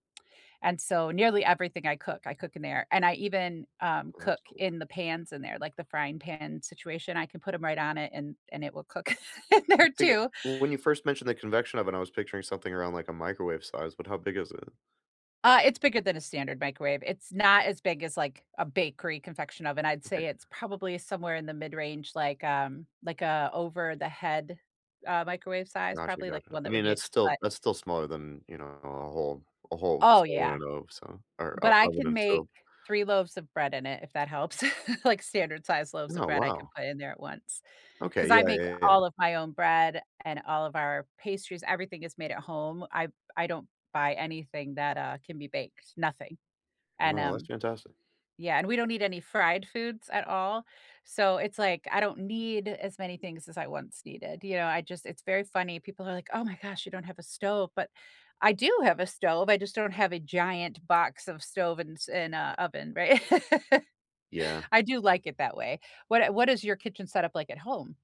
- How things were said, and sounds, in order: laughing while speaking: "cook in there"; other noise; chuckle; laughing while speaking: "right?"; laugh
- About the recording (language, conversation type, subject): English, unstructured, What cozy, budget-friendly home upgrades can help you cook better and relax more?
- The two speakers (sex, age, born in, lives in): female, 45-49, United States, United States; male, 40-44, United States, United States